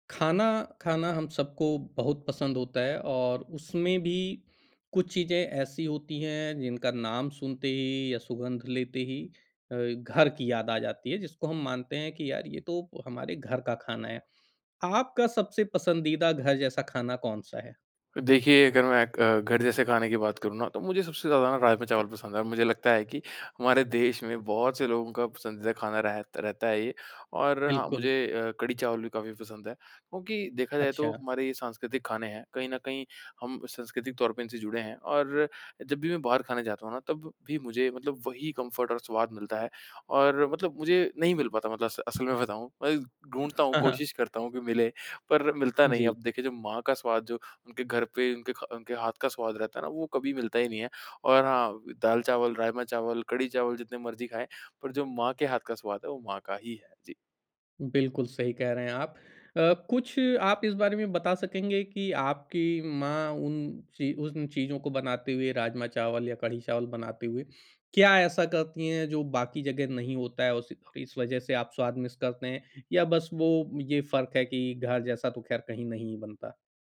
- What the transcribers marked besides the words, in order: in English: "कम्फ़र्ट"; laughing while speaking: "बताऊँ"; chuckle; in English: "मिस"
- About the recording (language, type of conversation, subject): Hindi, podcast, आपका सबसे पसंदीदा घर जैसा खाना कौन सा है?